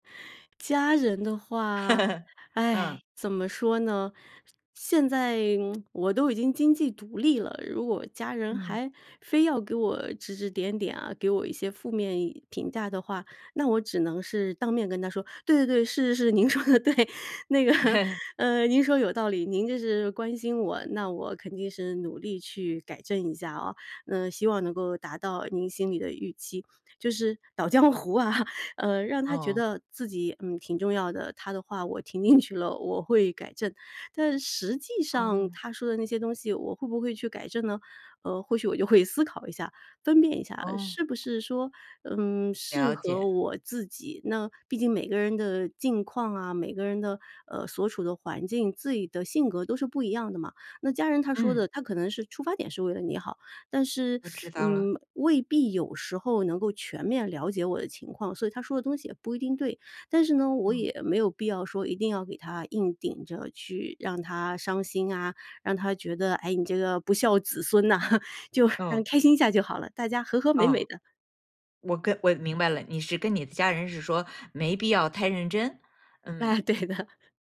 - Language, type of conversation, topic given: Chinese, podcast, 遇到负面评价时，你会怎么处理？
- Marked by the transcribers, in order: laugh; laughing while speaking: "您说的对，那个"; laugh; laughing while speaking: "捣糨糊啊"; laughing while speaking: "听"; laughing while speaking: "呐，就"; laughing while speaking: "哎对的"